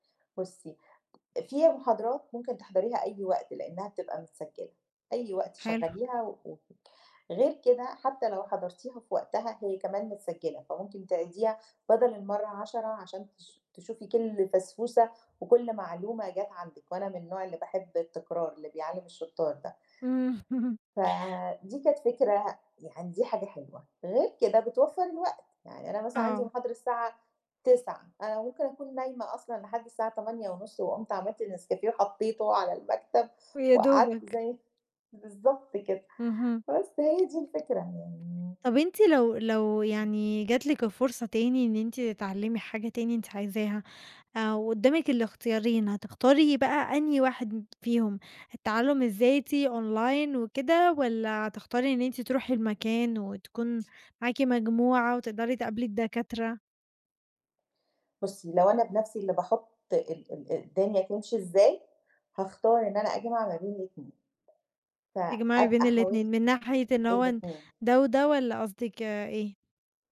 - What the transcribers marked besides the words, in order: tapping; unintelligible speech; chuckle; other noise; in English: "Online"
- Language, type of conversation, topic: Arabic, podcast, إزاي بتتعامل مع الإحباط وإنت بتتعلم لوحدك؟